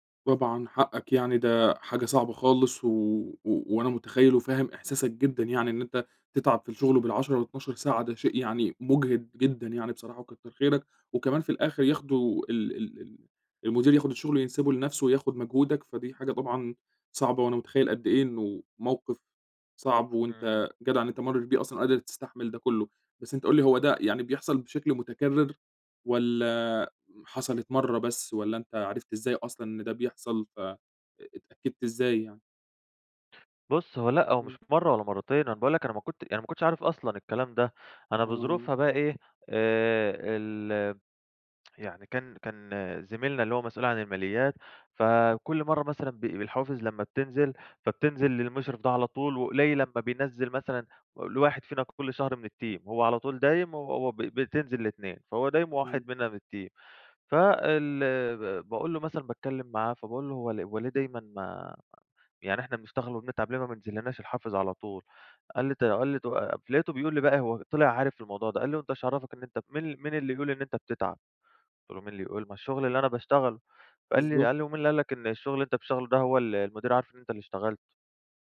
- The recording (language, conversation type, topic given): Arabic, advice, إزاي أواجه زميل في الشغل بياخد فضل أفكاري وأفتح معاه الموضوع؟
- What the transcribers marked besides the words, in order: tapping; in English: "الteam"; in English: "الteam"